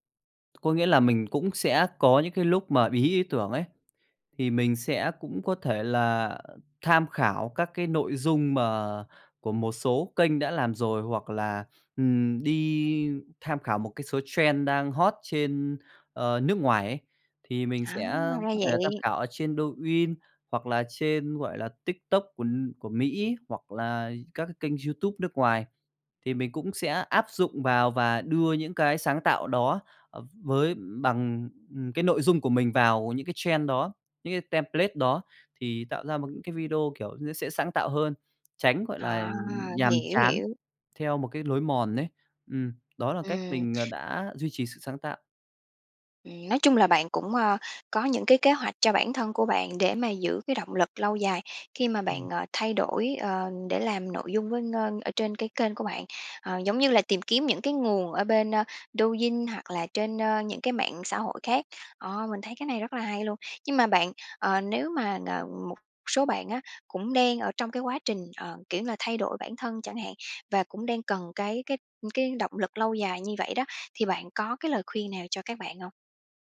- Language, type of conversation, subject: Vietnamese, podcast, Bạn làm thế nào để duy trì động lực lâu dài khi muốn thay đổi?
- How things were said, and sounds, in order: tapping; other noise; in English: "trend"; in English: "trend"; in English: "template"